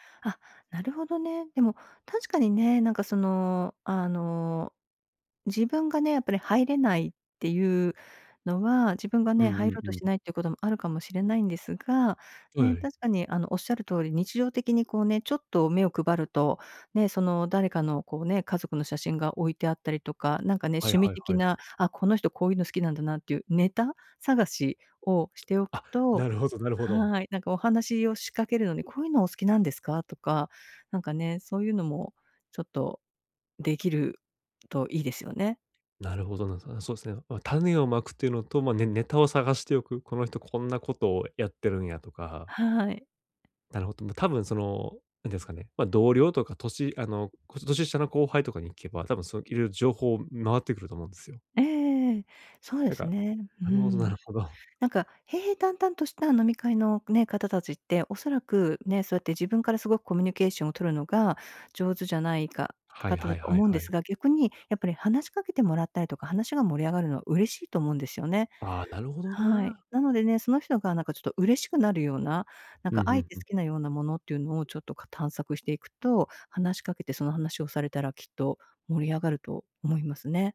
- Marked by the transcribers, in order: tapping; other noise
- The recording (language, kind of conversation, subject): Japanese, advice, 集まりでいつも孤立してしまうのですが、どうすれば自然に交流できますか？